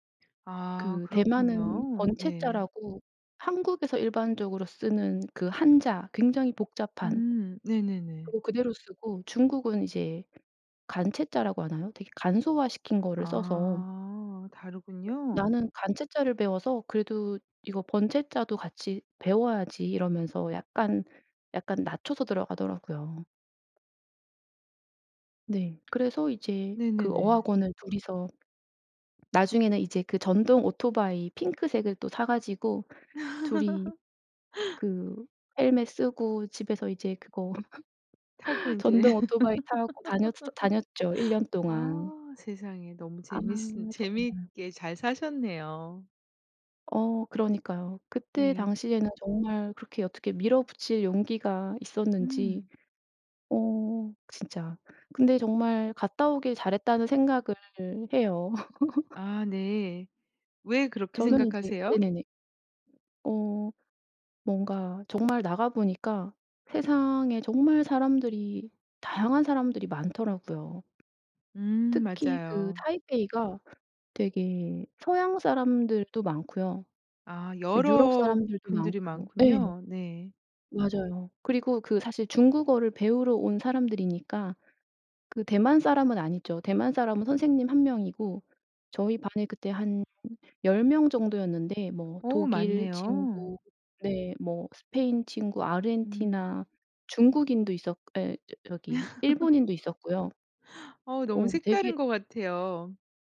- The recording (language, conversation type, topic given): Korean, podcast, 직감이 삶을 바꾼 경험이 있으신가요?
- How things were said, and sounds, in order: other background noise; laugh; laugh; laugh; unintelligible speech; laugh